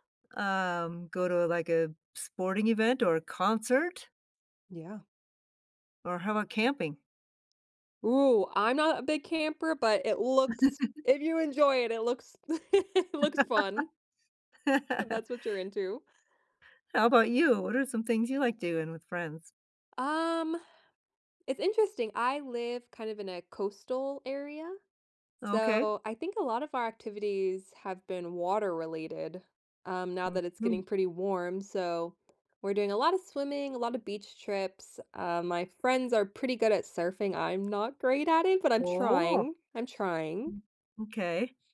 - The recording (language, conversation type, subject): English, unstructured, What do you like doing for fun with friends?
- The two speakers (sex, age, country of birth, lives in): female, 30-34, United States, United States; female, 60-64, United States, United States
- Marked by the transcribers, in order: chuckle; laugh; tapping; other background noise